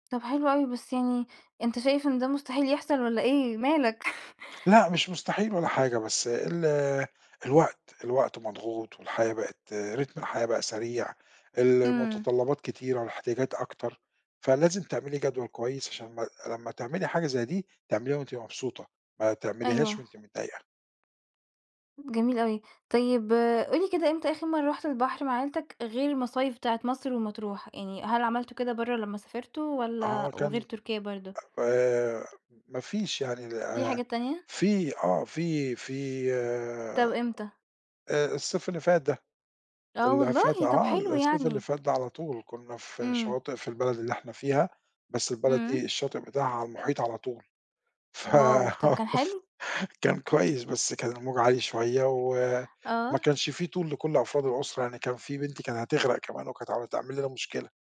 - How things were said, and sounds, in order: laugh; in English: "ريتم"; laugh; unintelligible speech
- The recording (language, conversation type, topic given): Arabic, podcast, إيه أحلى ذكرى ليك من السفر مع العيلة؟
- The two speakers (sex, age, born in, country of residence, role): female, 20-24, Egypt, Portugal, host; male, 50-54, Egypt, Portugal, guest